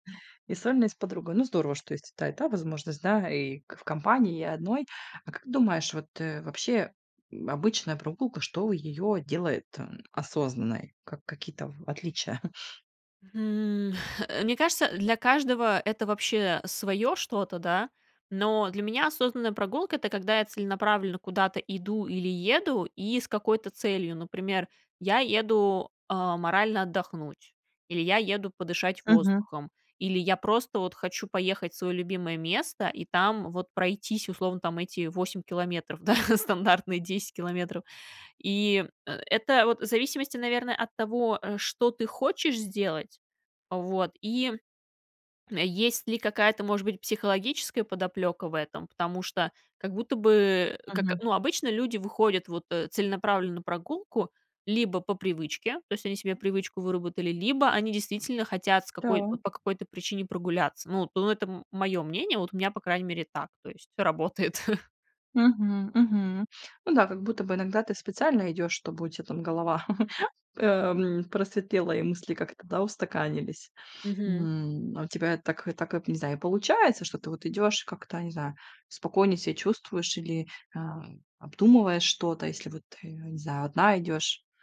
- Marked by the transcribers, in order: chuckle; laughing while speaking: "да"; other background noise; laughing while speaking: "работает"; chuckle
- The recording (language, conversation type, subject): Russian, podcast, Как сделать обычную прогулку более осознанной и спокойной?